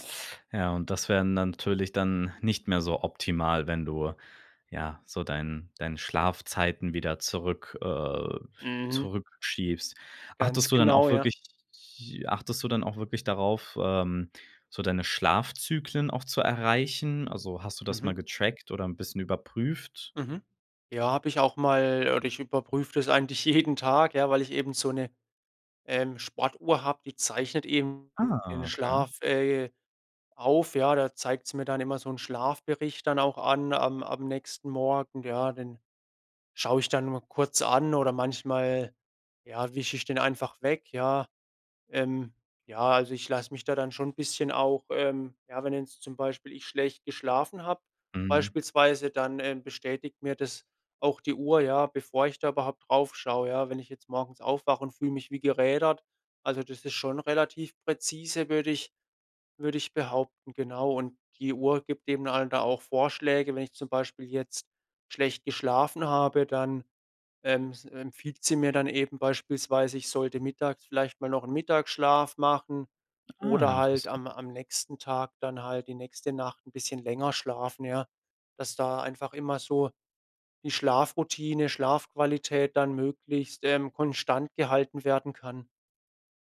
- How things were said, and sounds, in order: laughing while speaking: "jeden"; unintelligible speech; other background noise
- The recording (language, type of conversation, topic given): German, podcast, Wie schaltest du beim Schlafen digital ab?